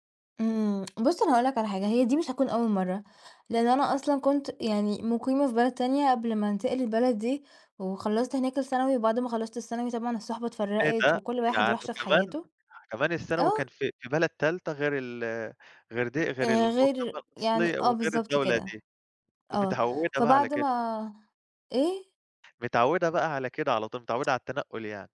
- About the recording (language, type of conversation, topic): Arabic, podcast, إيه اللي مدي حياتك معنى الأيام دي؟
- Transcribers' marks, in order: tsk; unintelligible speech; tapping